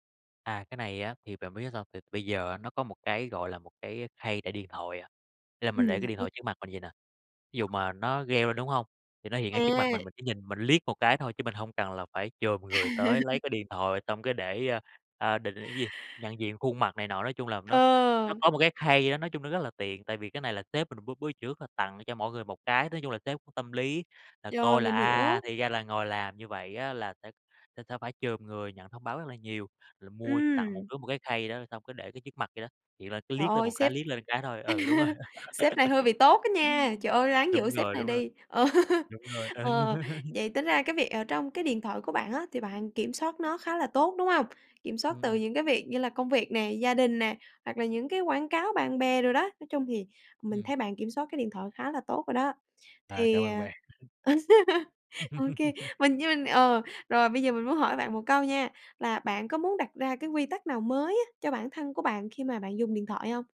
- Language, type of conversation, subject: Vietnamese, podcast, Bạn xử lý thông báo trên điện thoại như thế nào để bớt xao nhãng?
- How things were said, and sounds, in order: tapping; other background noise; laugh; laugh; laughing while speaking: "Ờ"; laugh; laughing while speaking: "ừ"; laugh; laugh